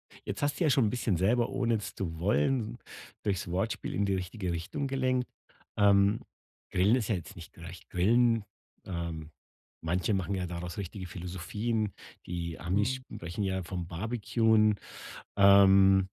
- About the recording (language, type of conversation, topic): German, podcast, Welche Rolle spielt Essen in euren Traditionen?
- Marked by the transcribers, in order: none